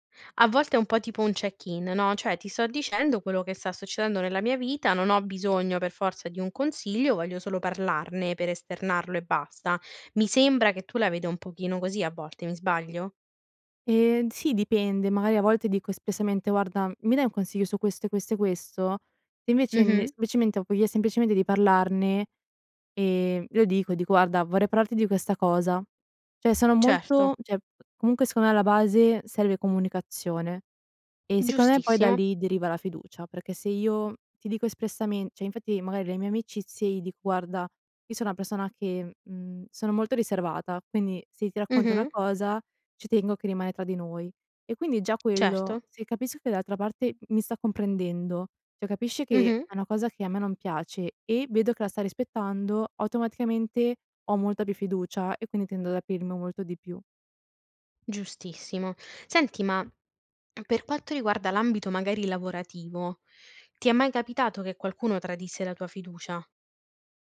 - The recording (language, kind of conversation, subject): Italian, podcast, Come si costruisce la fiducia necessaria per parlare apertamente?
- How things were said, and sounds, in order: in English: "check-in"; "cioè" said as "ceh"; "espressamente" said as "espessamente"; "semplicemente" said as "semplicemende"; other background noise; tapping; "Cioè" said as "ceh"; "cioè" said as "ceh"; "cioè" said as "ceh"; "cioè" said as "ceh"; "quanto" said as "qualto"